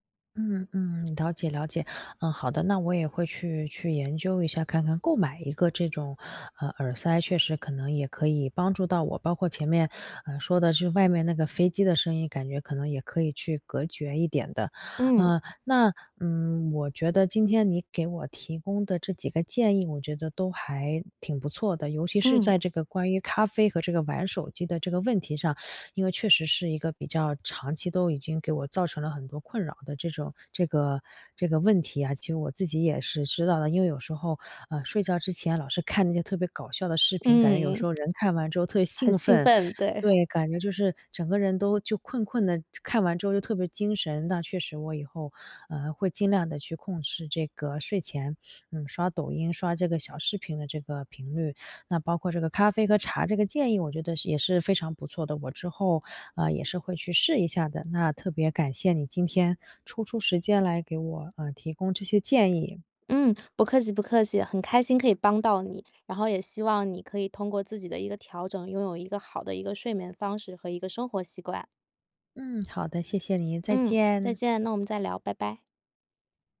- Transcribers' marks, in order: other background noise; laughing while speaking: "对"
- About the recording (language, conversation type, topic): Chinese, advice, 如何建立稳定睡眠作息